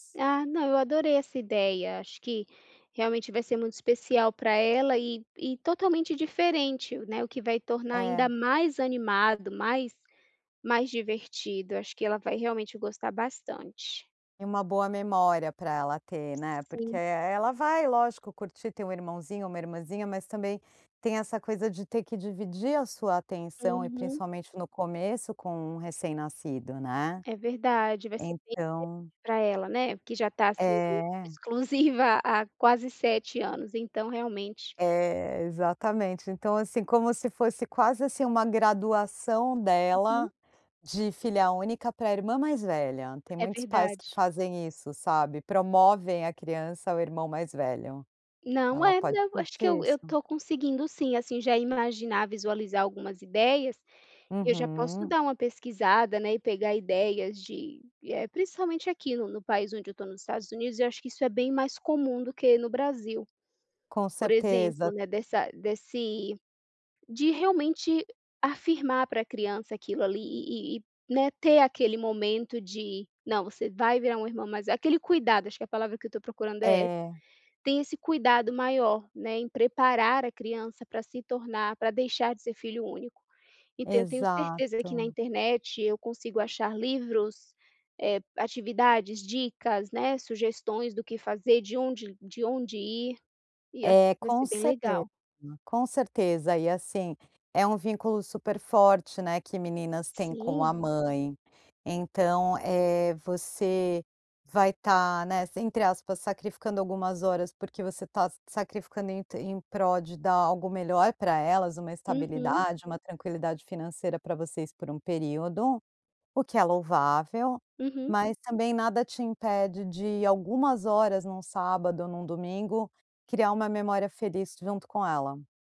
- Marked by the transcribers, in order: none
- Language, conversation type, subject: Portuguese, advice, Como posso simplificar minha vida e priorizar momentos e memórias?